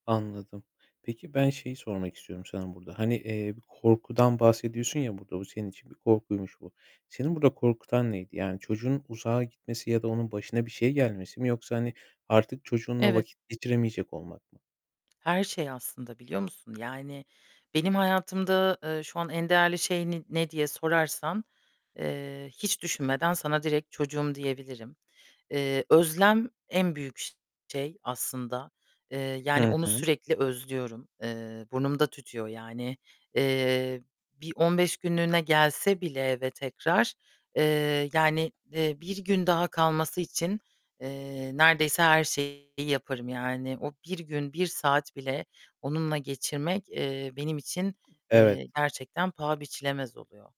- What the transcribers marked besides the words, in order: other background noise; distorted speech; tapping
- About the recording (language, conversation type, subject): Turkish, advice, Çocuklarınız evden ayrıldıktan sonra ebeveyn rolünüze nasıl uyum sağlıyorsunuz?